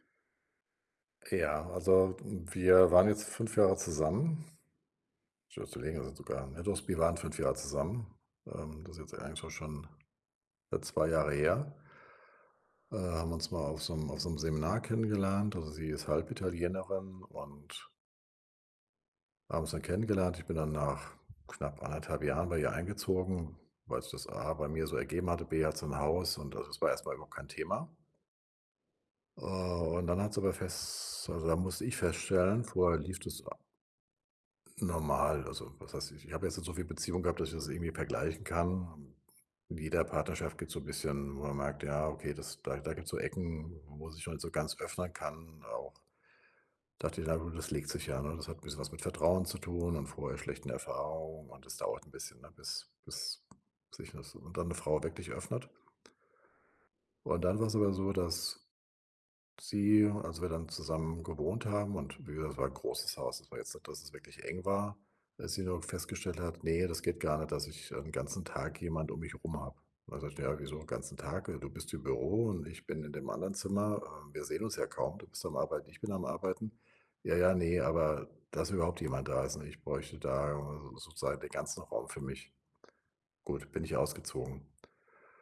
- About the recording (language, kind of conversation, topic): German, advice, Bin ich emotional bereit für einen großen Neuanfang?
- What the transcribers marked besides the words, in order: other background noise